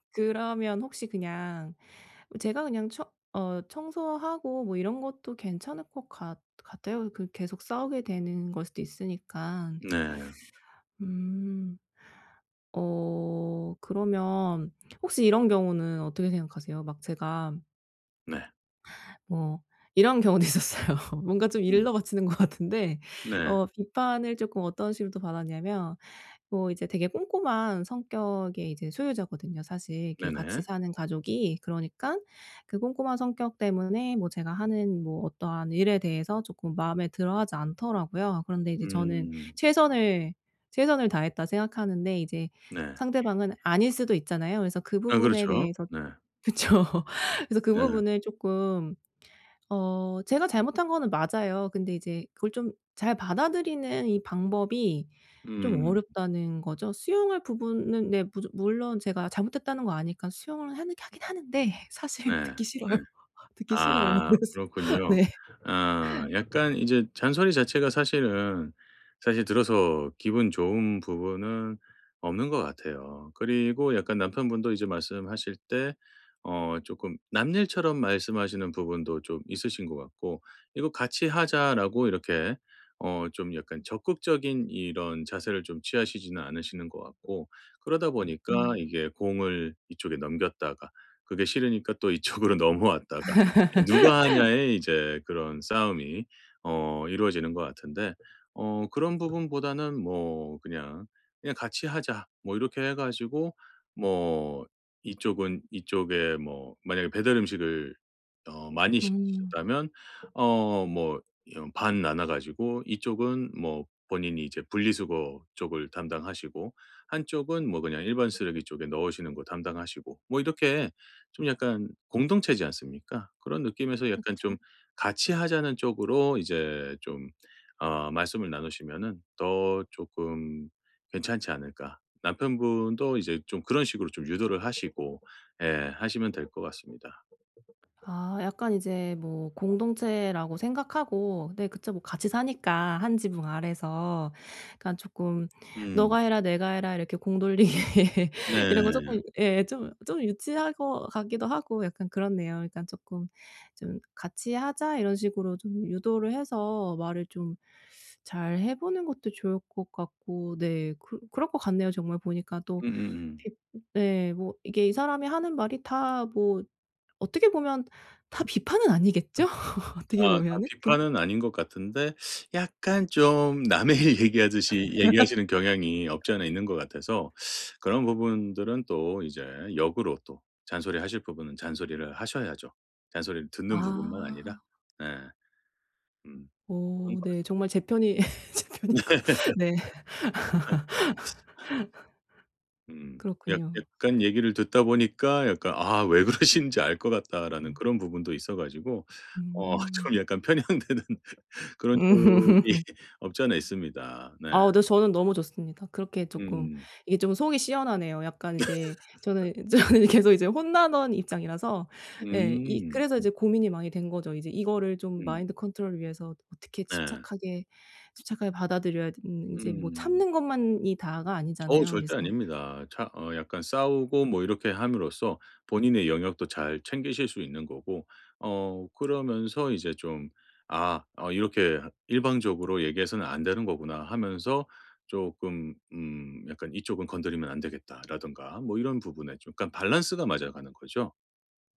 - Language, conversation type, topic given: Korean, advice, 다른 사람의 비판을 어떻게 하면 침착하게 받아들일 수 있을까요?
- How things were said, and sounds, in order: tapping; laughing while speaking: "있었어요. 뭔가 좀 일러바치는 것 같은데"; other background noise; laughing while speaking: "그쵸"; laughing while speaking: "듣기 싫어요. 듣기 싫어요. 그래서"; laughing while speaking: "이쪽으로 넘어왔다가"; laugh; laughing while speaking: "돌리기"; laughing while speaking: "어떻게 보면은"; laughing while speaking: "남의 일 얘기하듯이"; laugh; laugh; laughing while speaking: "제편이 있고 네"; laugh; laughing while speaking: "왜 그러시는지 알 것 같다"; laughing while speaking: "좀 약간 편향되는 그런 쪽이"; laugh; laugh; in English: "마인드 컨트롤을"; in English: "balance가"